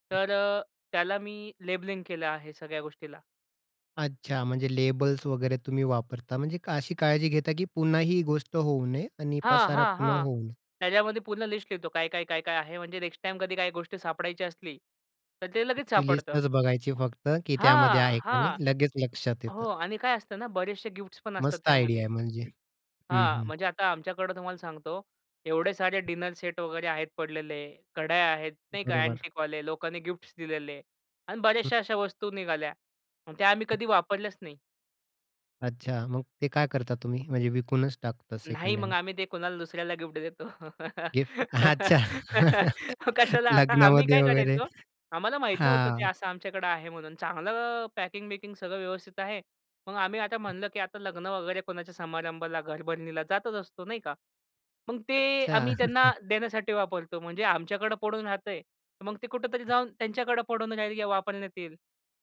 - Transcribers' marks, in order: tapping; in English: "लेबलिंग"; in English: "लेबल्स"; in English: "आयडिया"; other background noise; in English: "अँटिकवाले"; laugh; laughing while speaking: "मग कशाला आता आम्ही काय करायचो?"; laughing while speaking: "अच्छा. लग्नामध्ये वगैरे"; laughing while speaking: "अच्छा"
- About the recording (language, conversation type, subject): Marathi, podcast, घरात सामान नीट साठवून अव्यवस्था कमी करण्यासाठी तुमच्या कोणत्या टिप्स आहेत?